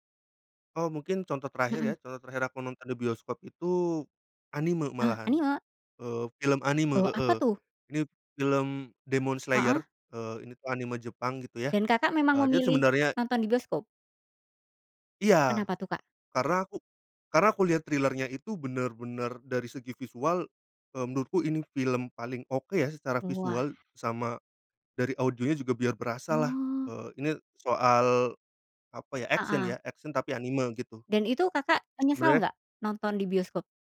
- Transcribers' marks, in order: in English: "trailer-nya"; in English: "Action"; in English: "Action"; tapping
- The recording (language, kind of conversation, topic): Indonesian, podcast, Bagaimana teknologi streaming mengubah kebiasaan menonton kita?